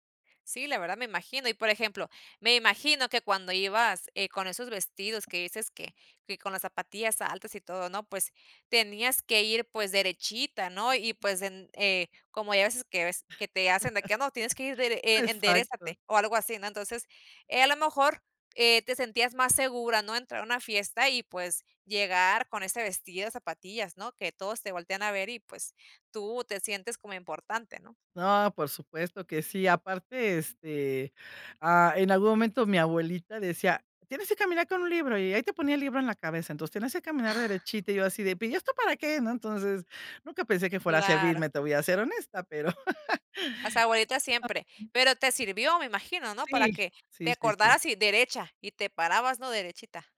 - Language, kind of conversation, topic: Spanish, podcast, ¿Qué prendas te hacen sentir más seguro?
- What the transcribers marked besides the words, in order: chuckle; tapping; put-on voice: "Tienes que caminar con un libro"; put-on voice: "¿Y esto para qué?"; laugh; unintelligible speech; chuckle